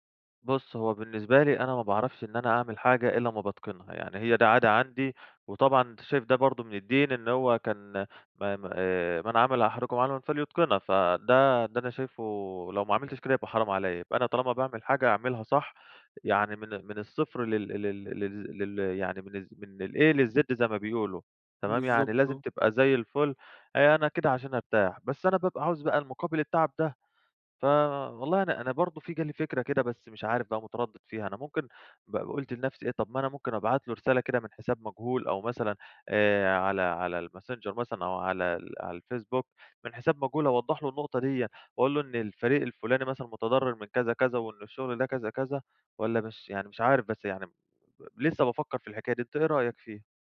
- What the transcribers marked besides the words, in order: tapping; in English: "الA للz"
- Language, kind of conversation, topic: Arabic, advice, إزاي أواجه زميل في الشغل بياخد فضل أفكاري وأفتح معاه الموضوع؟